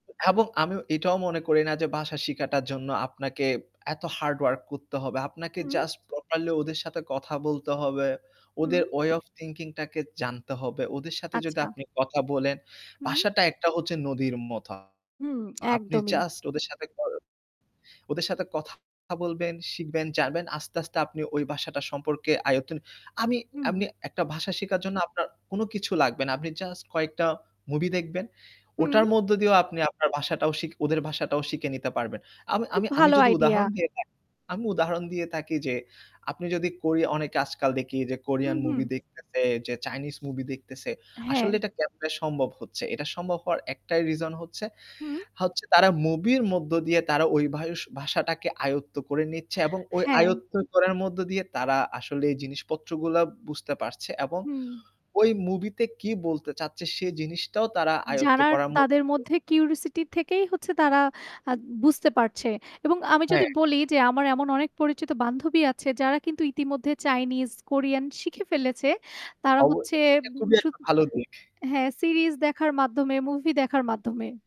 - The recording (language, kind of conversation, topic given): Bengali, unstructured, আপনি যদি যেকোনো ভাষা শিখতে পারতেন, তাহলে কোন ভাষা শিখতে চাইতেন?
- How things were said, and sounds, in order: static; distorted speech; other background noise; tapping; in English: "কিউরিওসিটি"